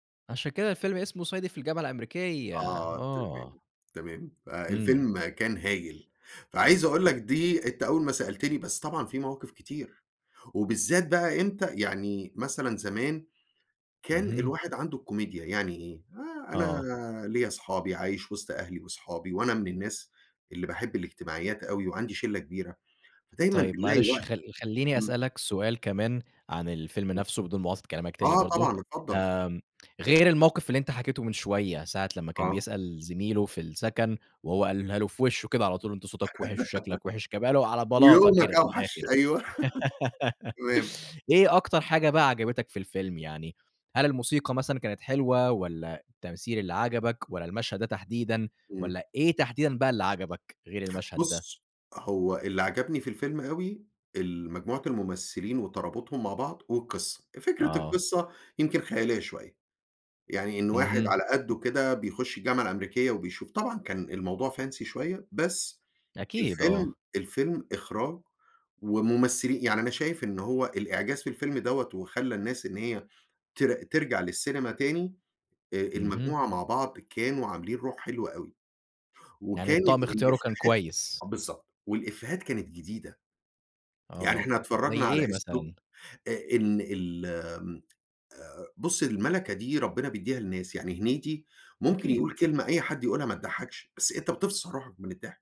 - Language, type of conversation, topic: Arabic, podcast, إيه الفيلم اللي أول ما بتتفرج عليه بيطلعك من المود الوحش؟
- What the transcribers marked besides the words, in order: laugh; laugh; in English: "fancy"